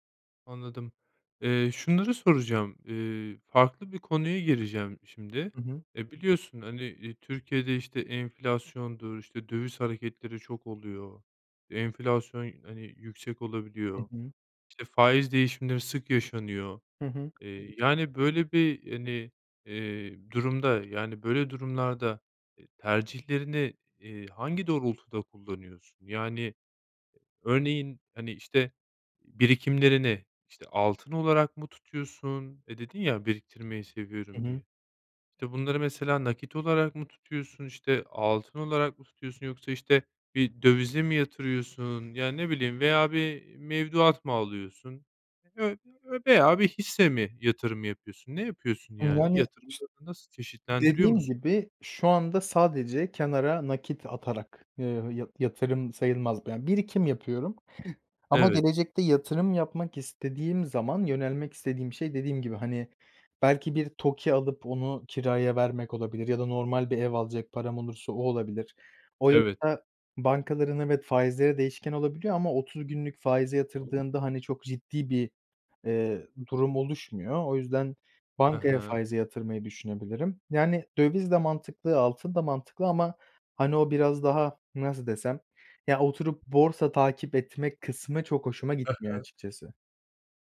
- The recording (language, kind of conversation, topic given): Turkish, podcast, Para biriktirmeyi mi, harcamayı mı yoksa yatırım yapmayı mı tercih edersin?
- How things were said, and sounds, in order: tapping; unintelligible speech